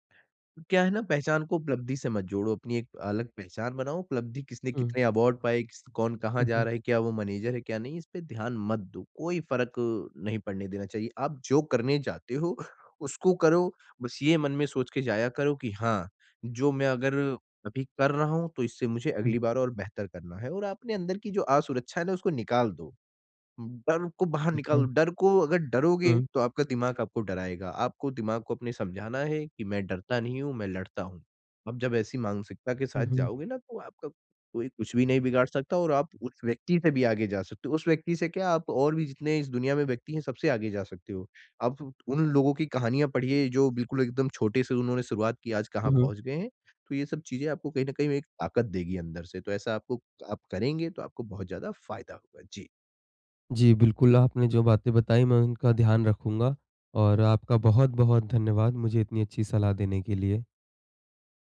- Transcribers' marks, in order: in English: "अवार्ड"; in English: "मैनेजर"
- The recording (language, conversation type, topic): Hindi, advice, दूसरों की सफलता से मेरा आत्म-सम्मान क्यों गिरता है?